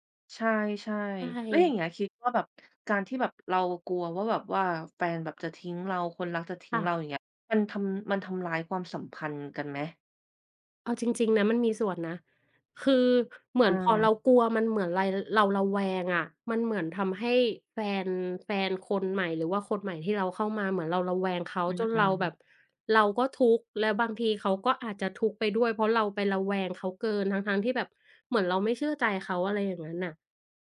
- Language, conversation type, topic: Thai, unstructured, คุณกลัวว่าจะถูกทิ้งในความรักไหม?
- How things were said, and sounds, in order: none